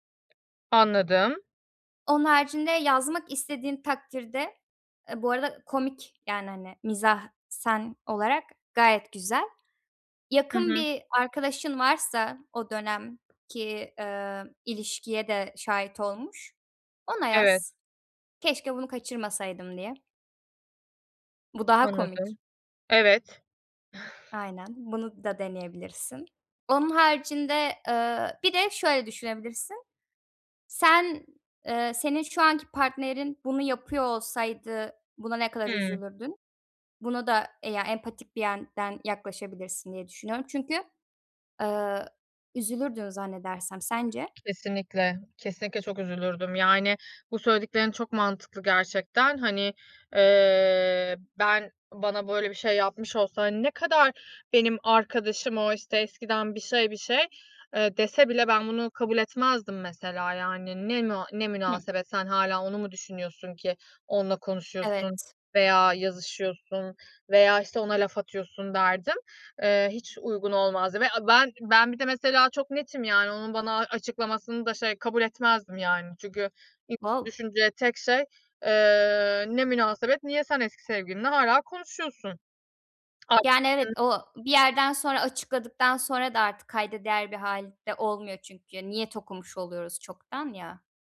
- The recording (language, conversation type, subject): Turkish, advice, Eski sevgilimle iletişimi kesmekte ve sınır koymakta neden zorlanıyorum?
- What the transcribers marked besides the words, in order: other background noise; "yönden" said as "yenden"; in English: "Wow"